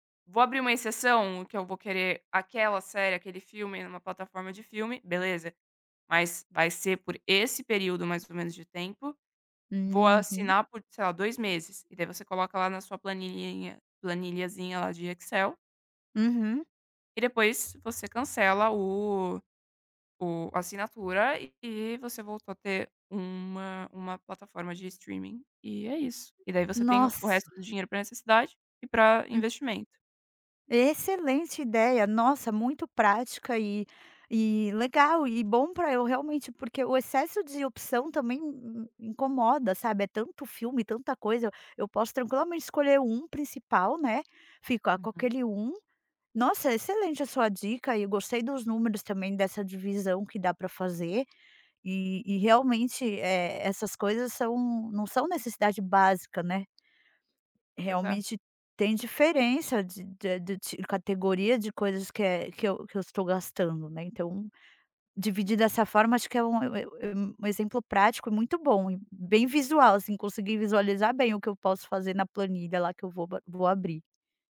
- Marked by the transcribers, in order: other background noise; tapping
- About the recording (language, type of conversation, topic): Portuguese, advice, Como identificar assinaturas acumuladas que passam despercebidas no seu orçamento?